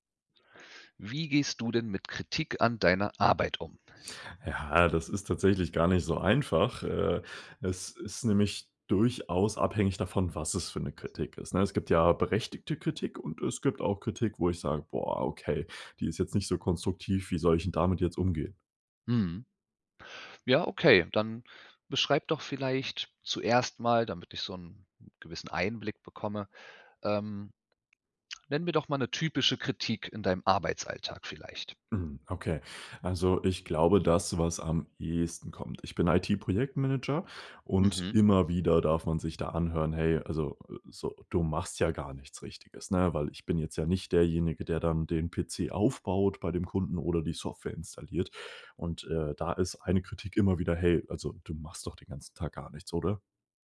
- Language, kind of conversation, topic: German, podcast, Wie gehst du mit Kritik an deiner Arbeit um?
- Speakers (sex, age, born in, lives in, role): male, 20-24, Germany, Germany, guest; male, 35-39, Germany, Germany, host
- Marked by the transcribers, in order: none